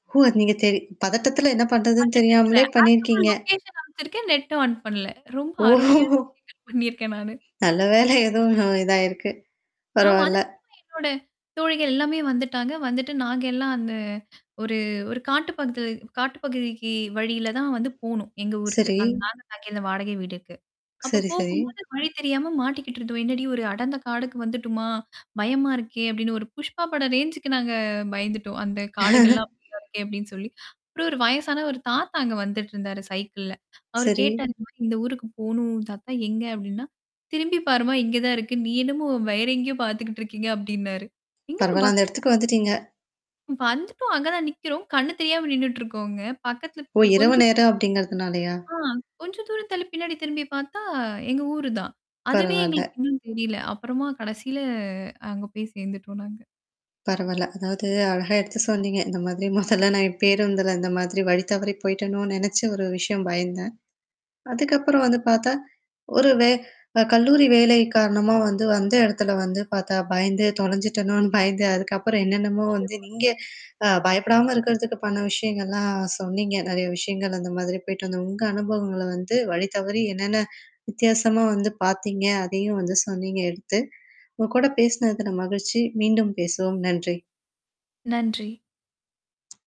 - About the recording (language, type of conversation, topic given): Tamil, podcast, வழி தவறி சென்ற இடத்தில் நீங்கள் சந்தித்த விசித்திரமான சம்பவம் என்ன?
- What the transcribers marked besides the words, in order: other background noise; distorted speech; in English: "லொகேஷன்"; static; in English: "நெட்டும் ஆன்"; mechanical hum; laughing while speaking: "ஓஹோ"; unintelligible speech; laughing while speaking: "நல்ல வேலை"; tapping; unintelligible speech; in English: "ரேஞ்சு்கு"; laugh; unintelligible speech; unintelligible speech; other noise; unintelligible speech; laughing while speaking: "முதலலாம்"